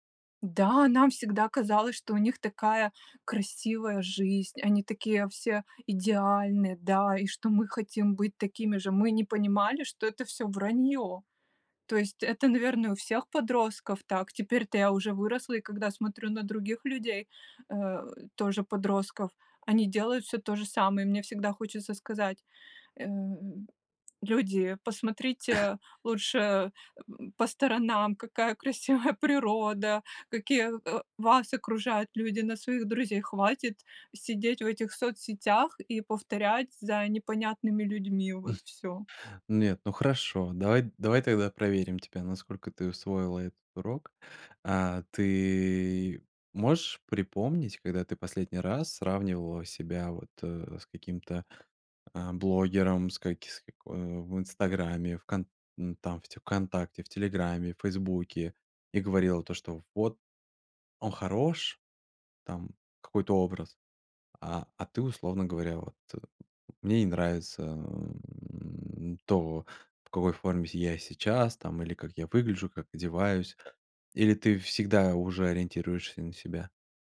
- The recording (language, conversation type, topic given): Russian, podcast, Что помогает тебе не сравнивать себя с другими в соцсетях?
- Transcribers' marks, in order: chuckle; laughing while speaking: "красивая"; chuckle; other background noise